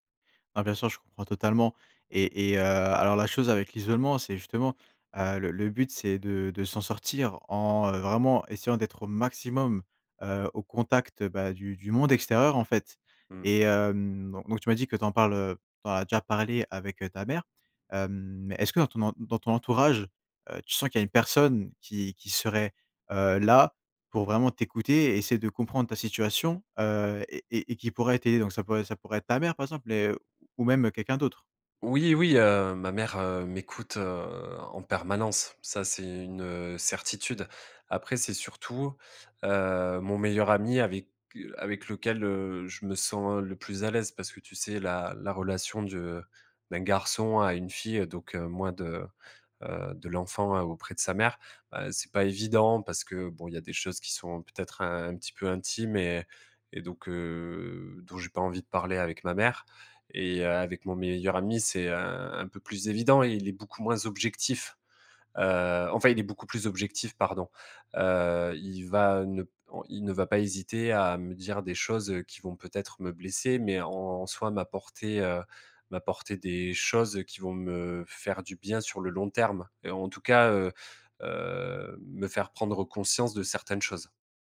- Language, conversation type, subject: French, advice, Comment vivez-vous la solitude et l’isolement social depuis votre séparation ?
- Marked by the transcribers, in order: drawn out: "heu"